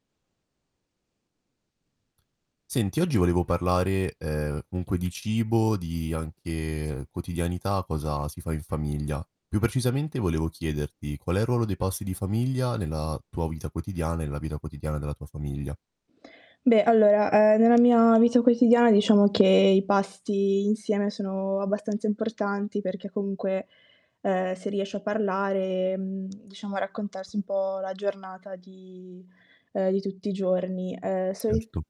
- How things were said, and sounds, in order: tapping; static; other background noise
- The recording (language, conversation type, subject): Italian, podcast, Qual è il ruolo dei pasti in famiglia nella vostra vita quotidiana?